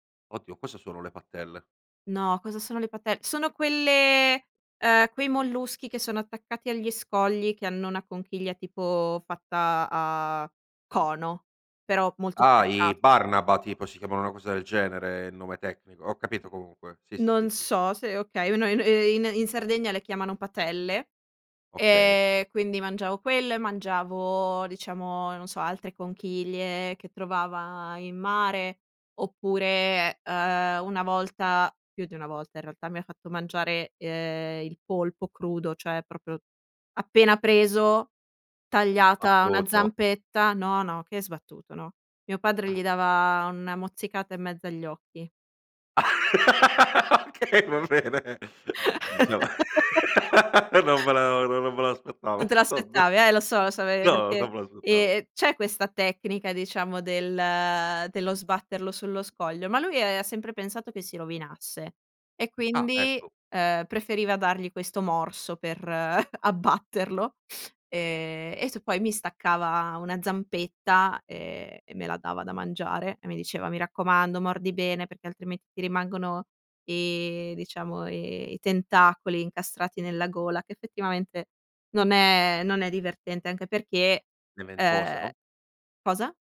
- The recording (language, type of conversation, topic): Italian, podcast, Qual è un piatto che ti ha fatto cambiare gusti?
- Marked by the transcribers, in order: "proprio" said as "propio"; laugh; laughing while speaking: "Okay, va bene, diciamo, non me la no, non me l'aspettavo, vabbè"; laugh; other background noise; "aveva" said as "avea"; chuckle; laughing while speaking: "abbatterlo"